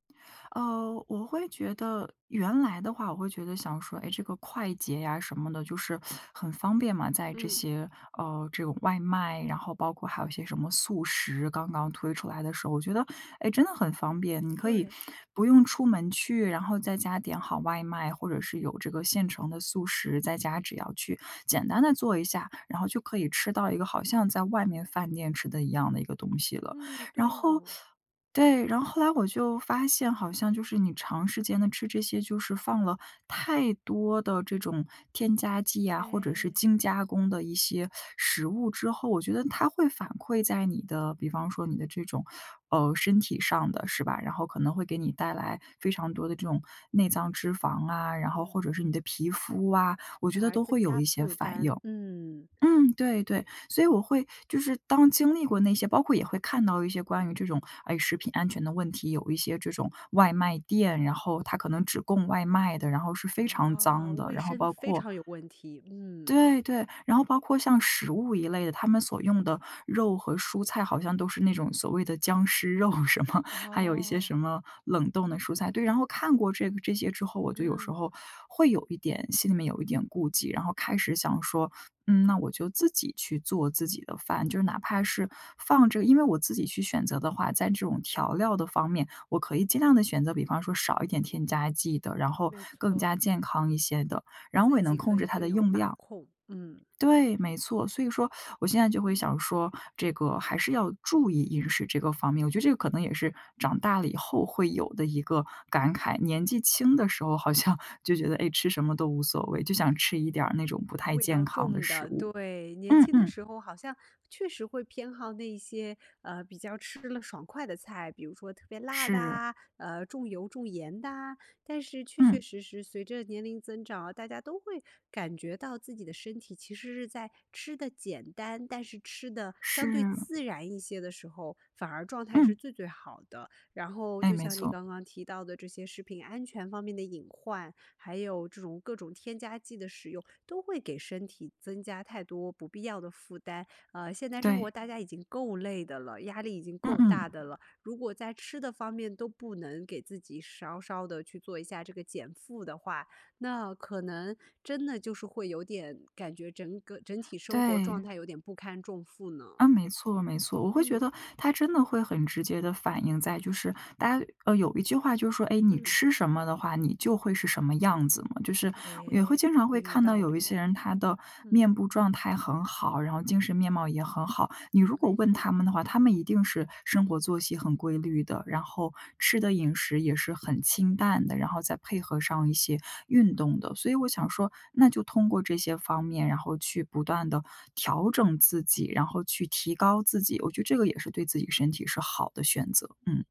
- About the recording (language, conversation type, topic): Chinese, podcast, 简单的饮食和自然生活之间有什么联系？
- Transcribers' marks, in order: tapping; other background noise; laughing while speaking: "肉什么"; laughing while speaking: "好像"